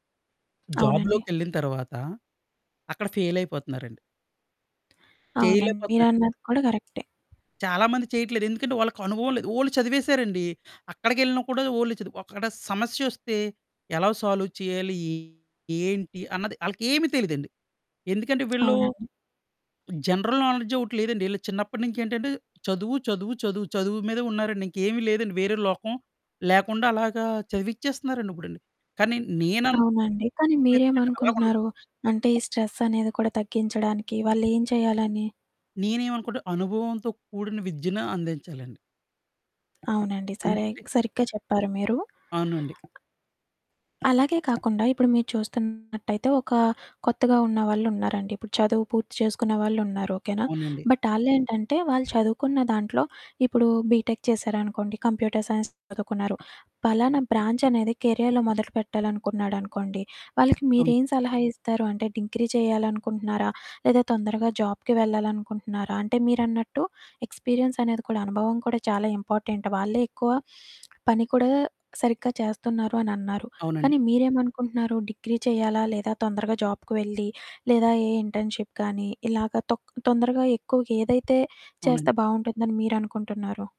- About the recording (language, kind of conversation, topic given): Telugu, podcast, విద్యలో అధికారిక డిగ్రీలు, పని అనుభవం—ఇవ్వరిలో ఏది ఎక్కువ ప్రాధాన్యం అని మీకు అనిపిస్తుంది?
- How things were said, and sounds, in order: other background noise; distorted speech; in English: "ఓన్లీ"; in English: "ఓన్లీ"; "అక్కడ" said as "ఒక్కడ"; in English: "సాల్వ్"; tapping; in English: "జనరల్"; static; in English: "బట్"; in English: "బీటెక్"; in English: "కంప్యూటర్ సైన్స్"; in English: "జాబ్‌కి"; in English: "ఇంపార్టెంట్"; sniff; in English: "జాబ్‌కి"; in English: "ఇంటర్న్‌షిప్"